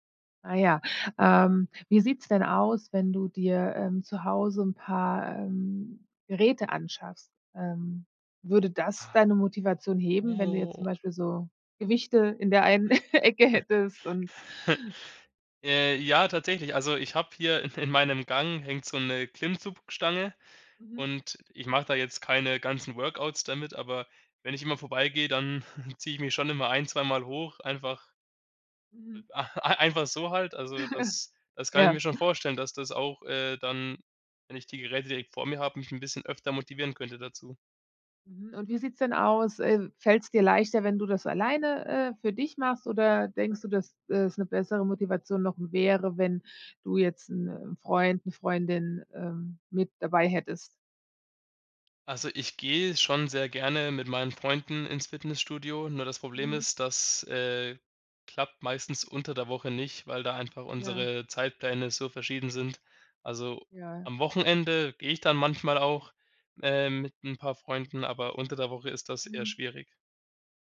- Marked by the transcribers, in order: drawn out: "Oh"; chuckle; laughing while speaking: "Ecke"; chuckle; laughing while speaking: "in"; chuckle; chuckle
- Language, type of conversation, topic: German, advice, Warum fehlt mir die Motivation, regelmäßig Sport zu treiben?